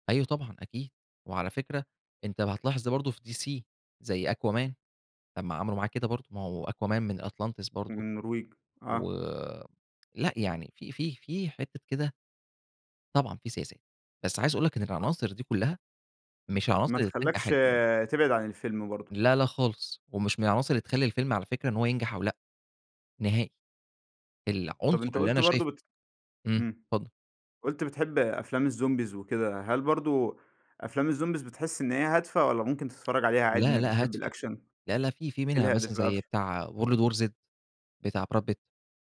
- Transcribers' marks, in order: tapping; in English: "الzombies"; in English: "الzombies"; in English: "الأكشن؟"
- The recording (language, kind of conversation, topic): Arabic, podcast, إيه العناصر اللي بتخلي الفيلم مشوّق ويشدّك؟